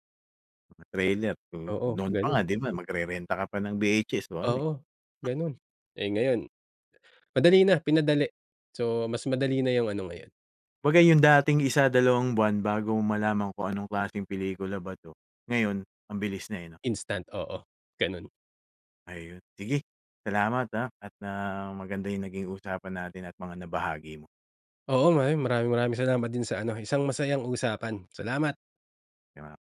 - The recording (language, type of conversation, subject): Filipino, podcast, Paano ka pumipili ng mga palabas na papanoorin sa mga platapormang pang-estriming ngayon?
- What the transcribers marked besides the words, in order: other background noise